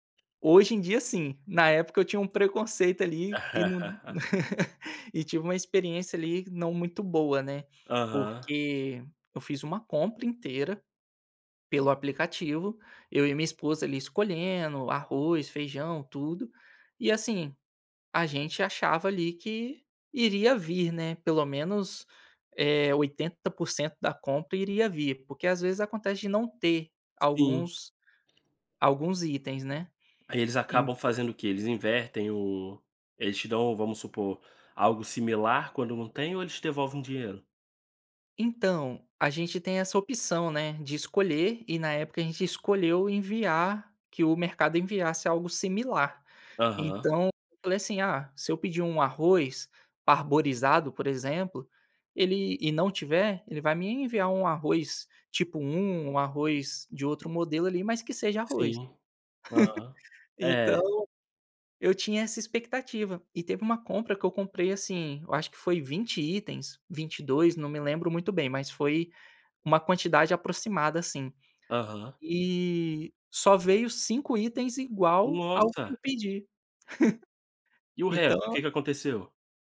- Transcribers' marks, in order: laugh; laugh; "parboilizado" said as "parborizado"; laugh; laugh
- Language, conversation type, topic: Portuguese, podcast, Como você equilibra trabalho e vida pessoal com a ajuda de aplicativos?